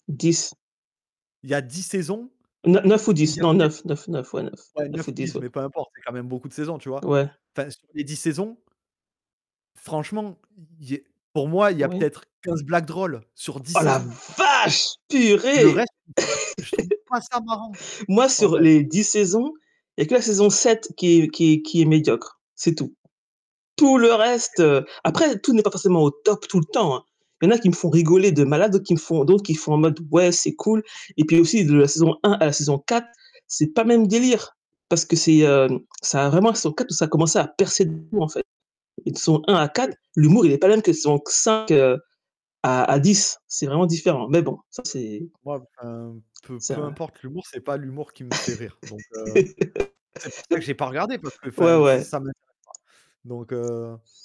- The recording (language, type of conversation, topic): French, unstructured, Les comédies sont-elles plus réconfortantes que les drames ?
- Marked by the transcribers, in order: distorted speech; tapping; stressed: "vache ! purée"; laugh; unintelligible speech; laugh